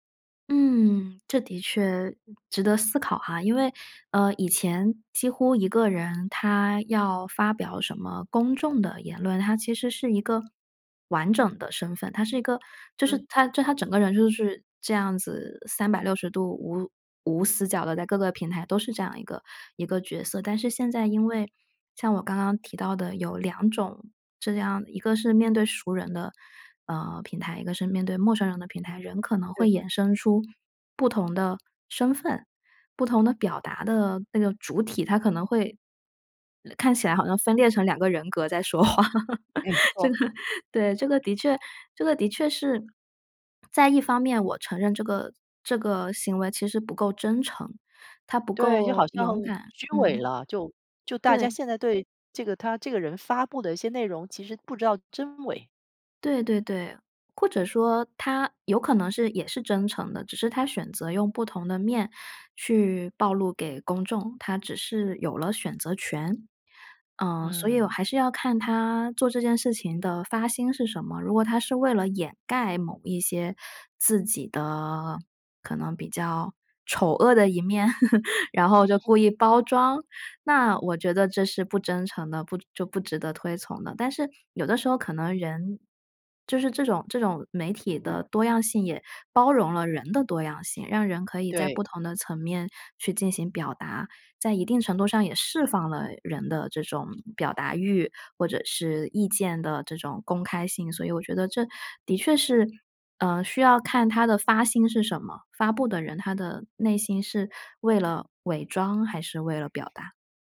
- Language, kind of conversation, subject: Chinese, podcast, 社交媒体怎样改变你的表达？
- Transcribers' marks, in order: other noise; laughing while speaking: "话"; chuckle; tapping; chuckle; chuckle; "推崇" said as "推从"; other background noise